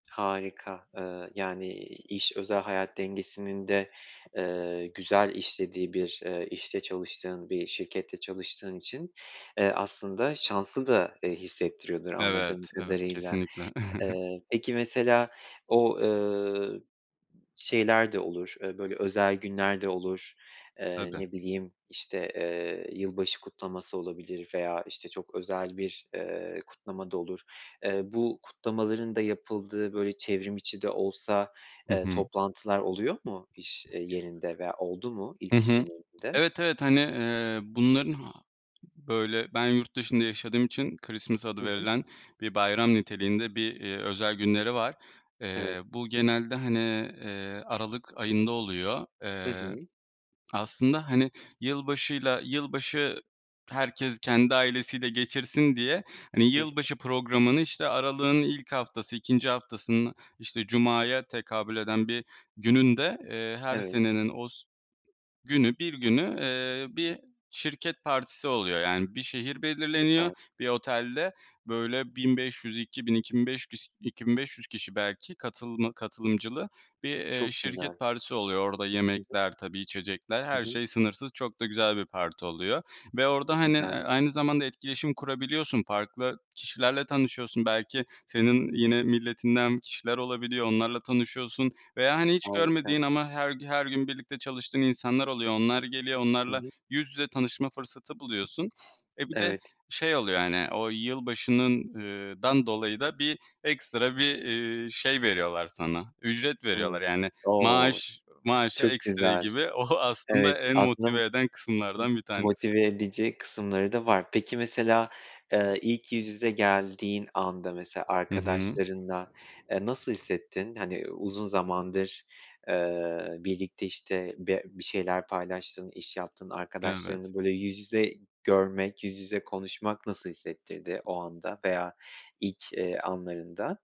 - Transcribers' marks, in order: other background noise; chuckle; tapping; unintelligible speech
- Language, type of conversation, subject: Turkish, podcast, İlk iş deneyimini bize anlatır mısın?